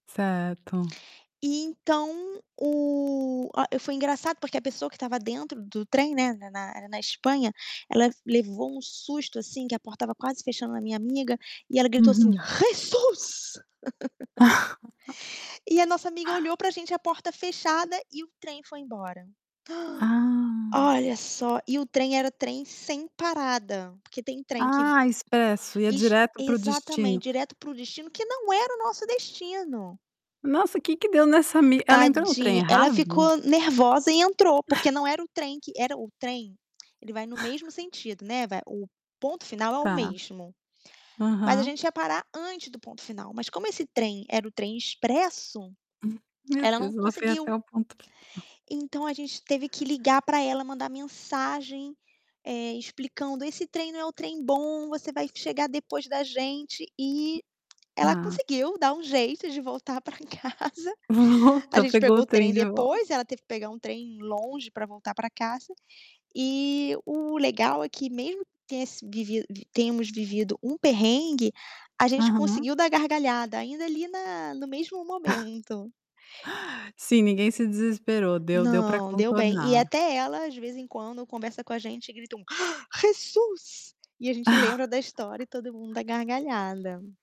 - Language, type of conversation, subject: Portuguese, podcast, Você já fez uma amizade que durou depois de uma viagem?
- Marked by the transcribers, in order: tapping; distorted speech; put-on voice: "Jesus!"; chuckle; laugh; drawn out: "Ah"; gasp; other background noise; chuckle; static; chuckle; laughing while speaking: "casa"; laughing while speaking: "Volta"; chuckle; gasp; put-on voice: "Jesus!"; chuckle